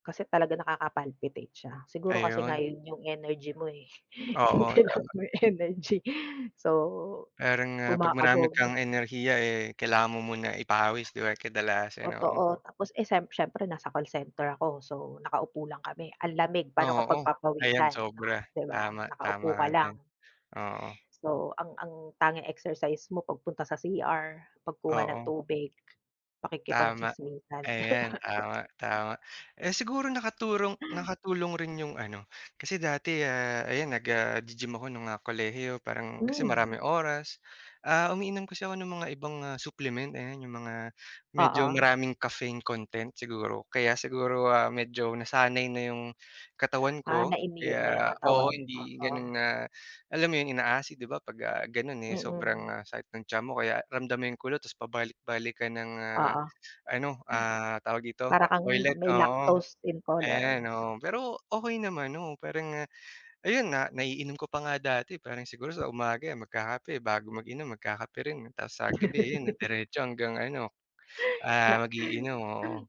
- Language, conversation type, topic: Filipino, unstructured, Ano ang mga karaniwang ginagawa mo tuwing umaga?
- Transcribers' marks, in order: tapping; other background noise; laugh